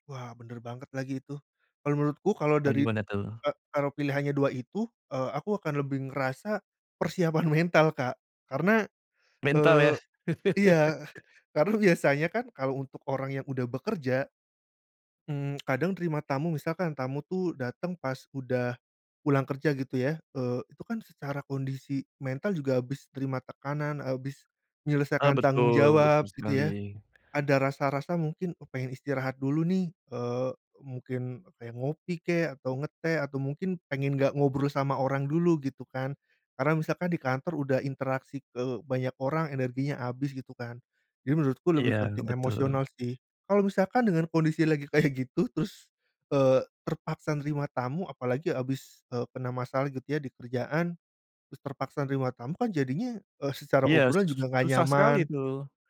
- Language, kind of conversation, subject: Indonesian, podcast, Bagaimana cara kamu biasanya menyambut tamu di rumahmu?
- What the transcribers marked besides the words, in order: laughing while speaking: "persiapan"; tapping; chuckle; other background noise; laughing while speaking: "kayak"